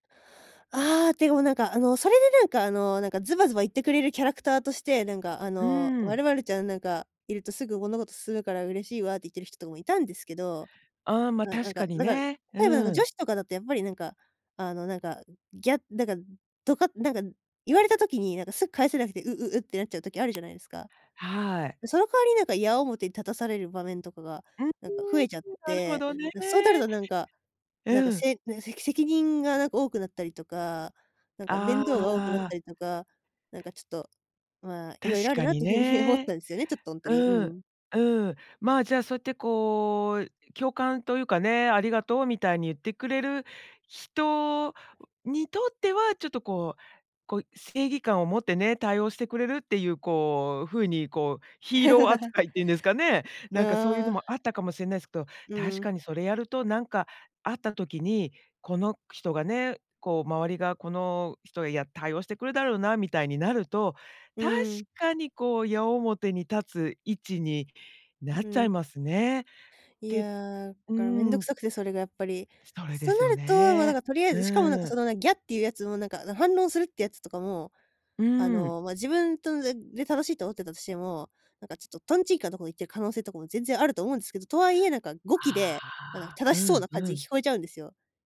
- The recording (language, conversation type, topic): Japanese, podcast, イライラしたときに、すぐ気持ちを落ち着かせるにはどうすればいいですか？
- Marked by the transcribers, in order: tapping; laughing while speaking: "いうふうに"; laugh